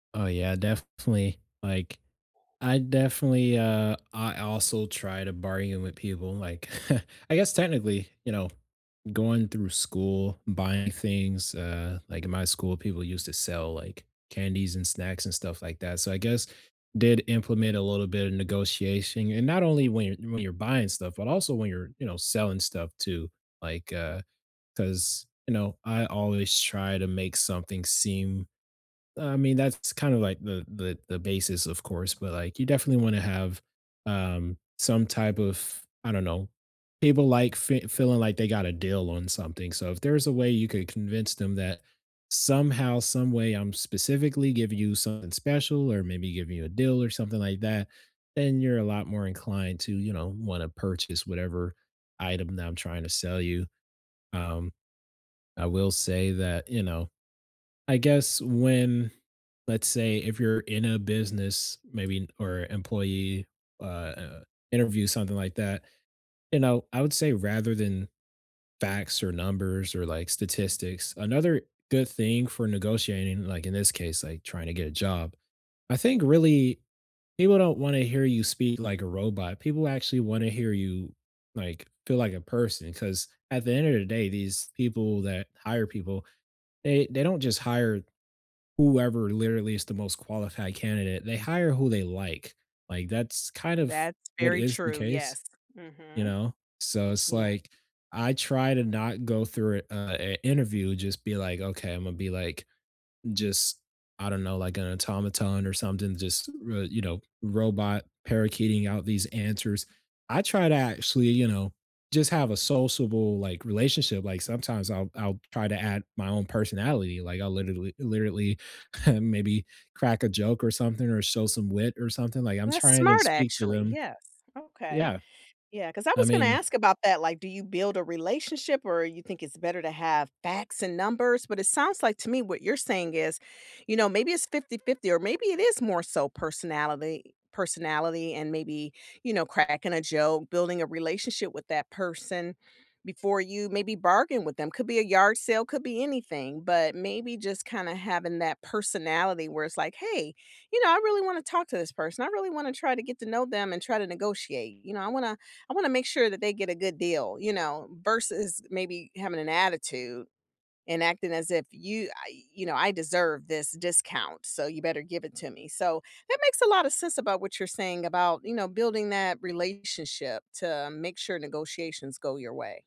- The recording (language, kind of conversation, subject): English, unstructured, How do you prepare for a negotiation?
- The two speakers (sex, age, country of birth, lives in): female, 55-59, United States, United States; male, 20-24, United States, United States
- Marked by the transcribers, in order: other background noise; chuckle; chuckle; tapping